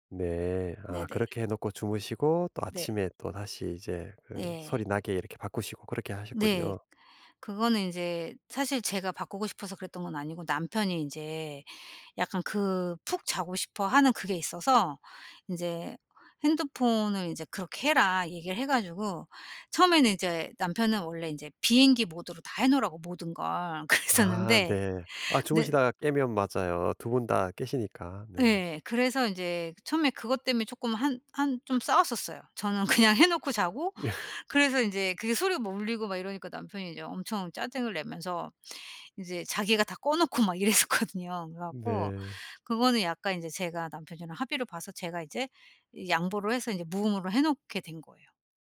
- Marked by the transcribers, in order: tapping; other background noise; laughing while speaking: "그랬었는데"; laughing while speaking: "그냥"; laugh; laughing while speaking: "이랬었거든요"
- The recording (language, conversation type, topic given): Korean, advice, 일상에서 디지털 알림으로부터 집중을 지키려면 어떻게 해야 하나요?